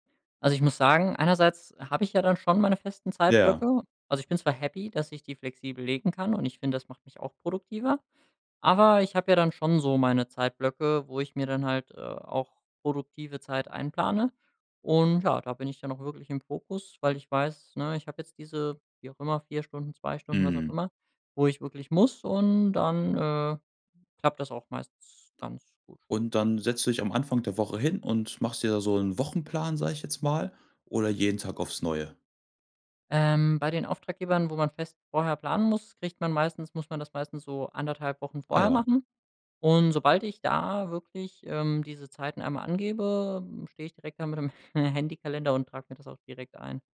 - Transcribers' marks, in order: chuckle; laughing while speaking: "Handykalender"
- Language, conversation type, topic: German, podcast, Was hilft dir, zu Hause wirklich produktiv zu bleiben?